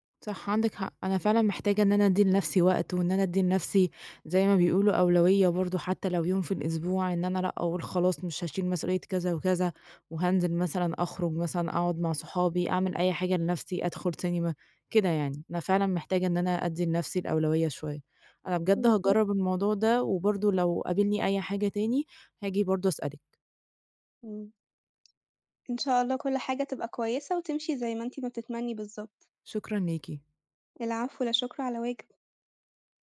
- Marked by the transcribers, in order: tapping
- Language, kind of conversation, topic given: Arabic, advice, إزاي بتتعامل/ي مع الإرهاق والاحتراق اللي بيجيلك من رعاية مريض أو طفل؟